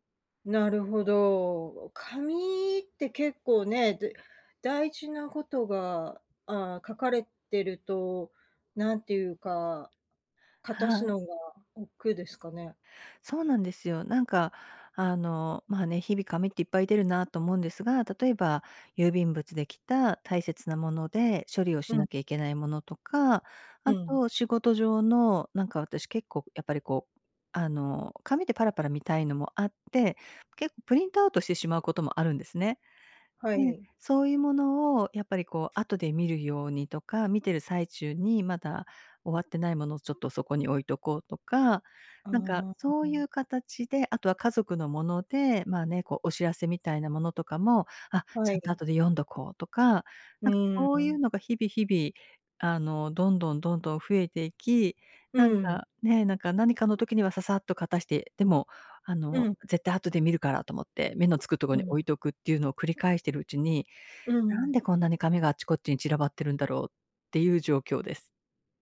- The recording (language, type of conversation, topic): Japanese, advice, 家でなかなかリラックスできないとき、どうすれば落ち着けますか？
- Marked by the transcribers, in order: other background noise